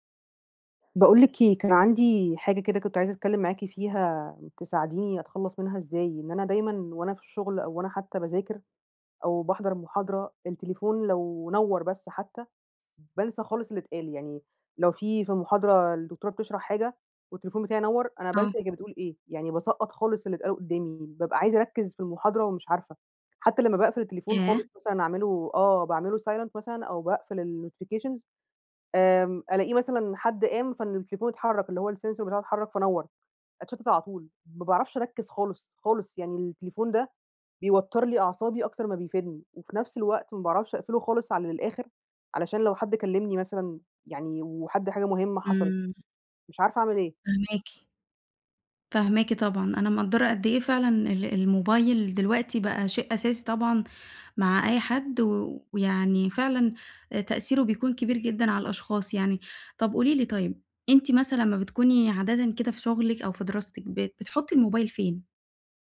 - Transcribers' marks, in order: in English: "Silent"; in English: "الNotifications"; in English: "الsensor"
- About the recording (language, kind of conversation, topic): Arabic, advice, إزاي إشعارات الموبايل بتخلّيك تتشتّت وإنت شغال؟